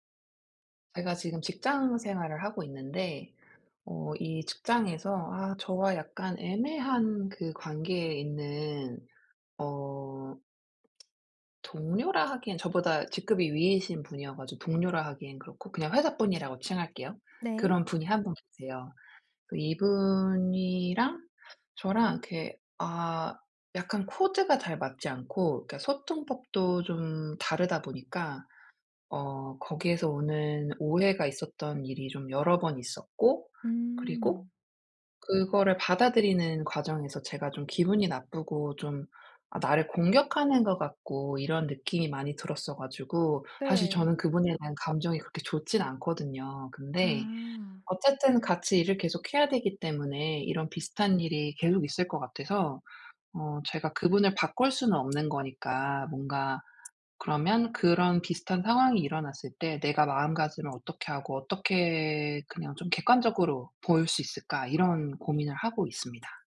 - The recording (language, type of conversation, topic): Korean, advice, 건설적이지 않은 비판을 받을 때 어떻게 반응해야 하나요?
- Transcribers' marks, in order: other background noise